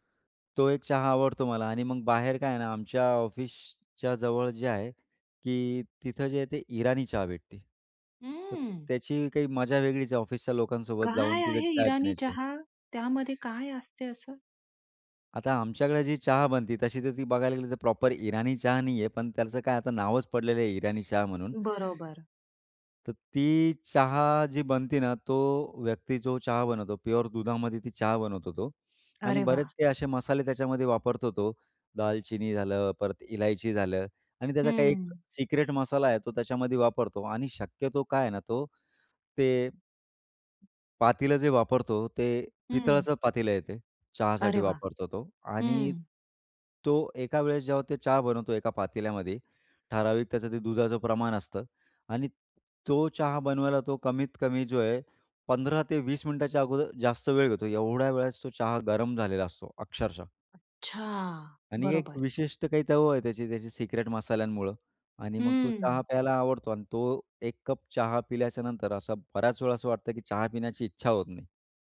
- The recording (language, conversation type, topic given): Marathi, podcast, सकाळी तुम्ही चहा घ्यायला पसंत करता की कॉफी, आणि का?
- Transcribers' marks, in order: surprised: "हम्म"; anticipating: "काय आहे इराणी चहा? त्यामध्ये काय असते असं?"; in English: "प्रॉपर"; in English: "प्युअर"; other background noise; in English: "सिक्रेट"; surprised: "अच्छा!"; in English: "सिक्रेट"